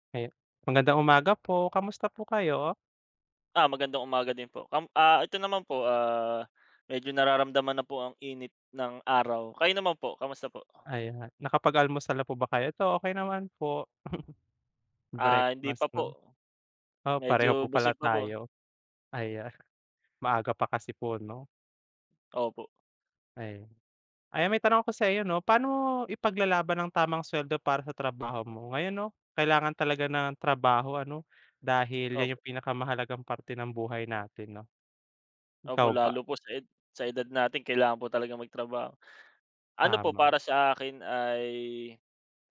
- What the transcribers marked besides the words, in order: chuckle
- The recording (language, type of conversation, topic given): Filipino, unstructured, Paano mo ipaglalaban ang patas na sahod para sa trabaho mo?